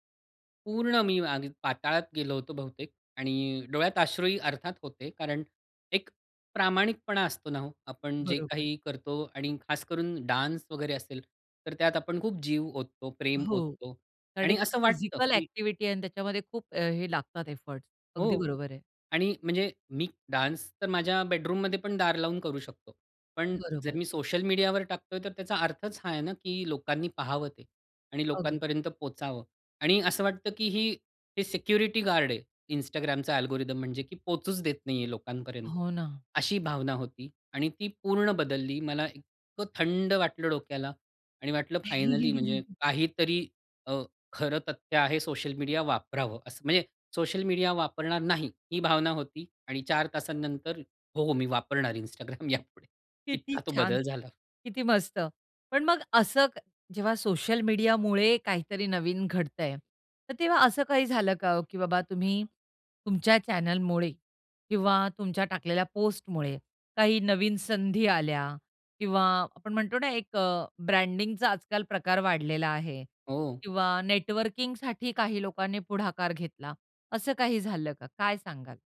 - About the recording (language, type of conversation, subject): Marathi, podcast, सोशल मीडियामुळे यशाबद्दल तुमची कल्पना बदलली का?
- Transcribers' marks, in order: in English: "डान्स"; in English: "फिजिकल अ‍ॅक्टिव्हिटी"; in English: "एफोर्ट्स"; in English: "डान्स"; in English: "अल्गोरिदम"; laugh; laughing while speaking: "Instagram यापुढे"; in English: "चॅनेलमुळे"; in English: "ब्रँडिंगचा"; in English: "नेटवर्किंगसाठी"